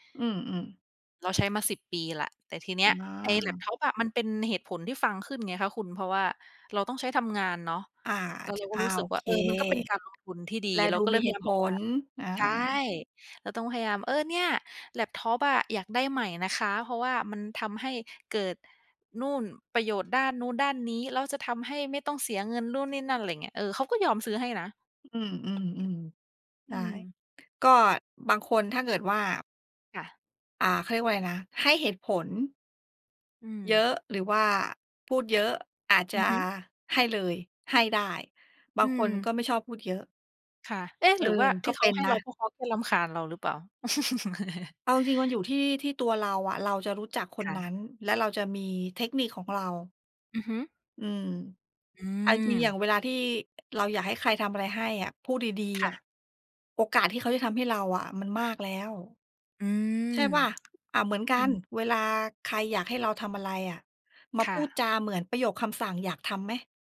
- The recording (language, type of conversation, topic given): Thai, unstructured, คุณคิดและรับมืออย่างไรเมื่อเจอสถานการณ์ที่ต้องโน้มน้าวใจคนอื่น?
- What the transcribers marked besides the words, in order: tapping; laugh; other background noise